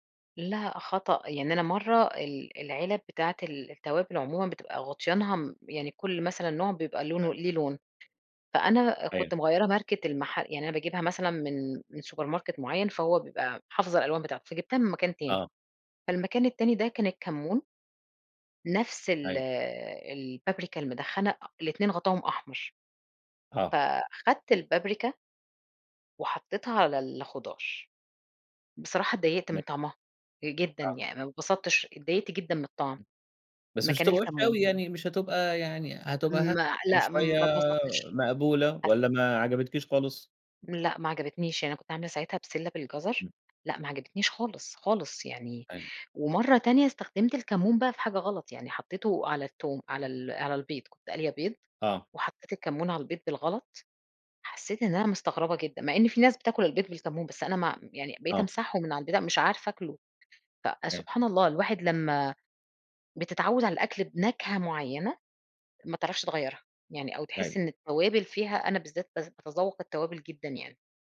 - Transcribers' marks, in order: tapping
- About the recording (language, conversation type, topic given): Arabic, podcast, إيه أكتر توابل بتغيّر طعم أي أكلة وبتخلّيها أحلى؟